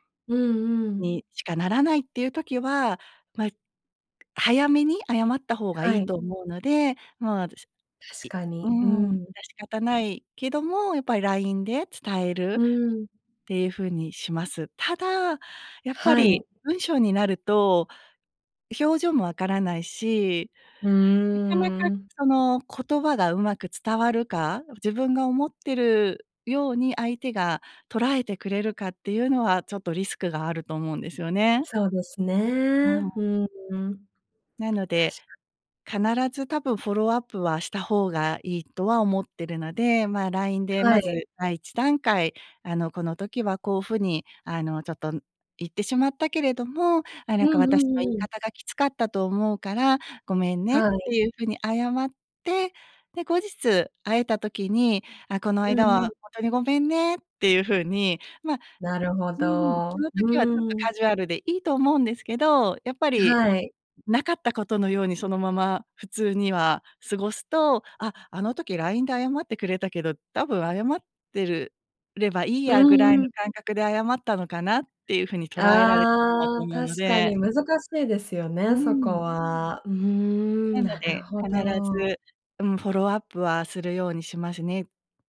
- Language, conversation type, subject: Japanese, podcast, うまく謝るために心がけていることは？
- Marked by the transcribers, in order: other noise; other background noise; unintelligible speech; background speech